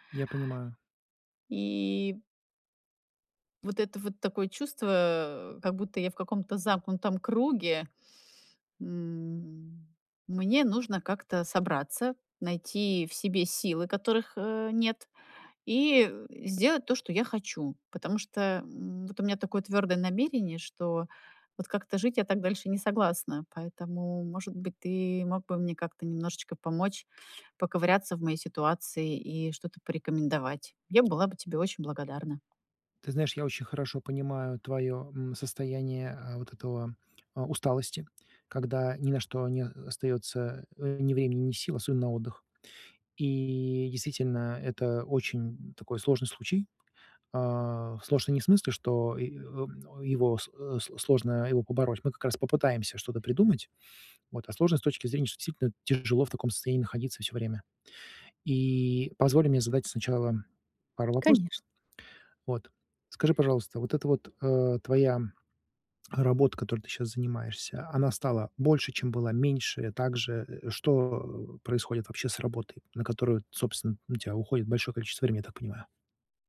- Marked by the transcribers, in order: tapping; other background noise
- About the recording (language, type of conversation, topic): Russian, advice, Почему я так устаю, что не могу наслаждаться фильмами или музыкой?